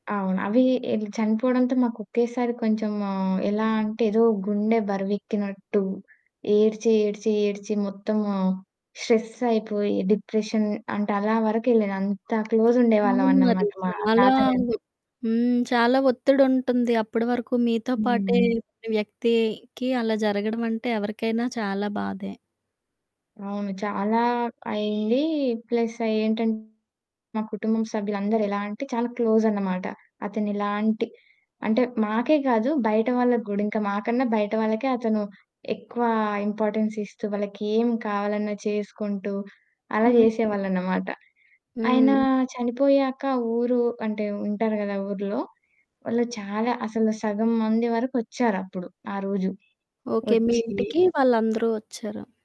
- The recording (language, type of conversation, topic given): Telugu, podcast, మీ జీవితంలో ఎదురైన తీవ్రమైన నష్టాన్ని దాటుకుని ముందుకు సాగిన క్షణం ఏది?
- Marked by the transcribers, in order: in English: "డిప్రెషన్"; in English: "క్లోజ్"; tapping; horn; in English: "ప్లస్"; distorted speech; in English: "ఇంపార్టెన్స్"